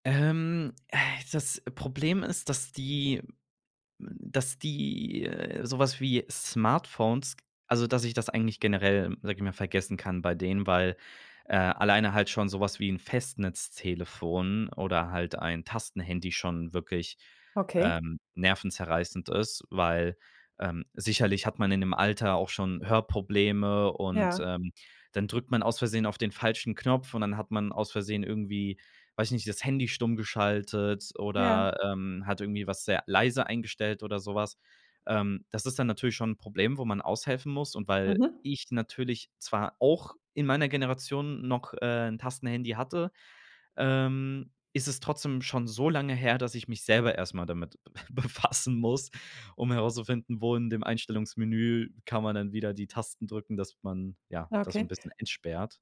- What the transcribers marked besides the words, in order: drawn out: "Ähm"; laughing while speaking: "befassen"
- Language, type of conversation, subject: German, podcast, Wie erklärst du älteren Menschen neue Technik?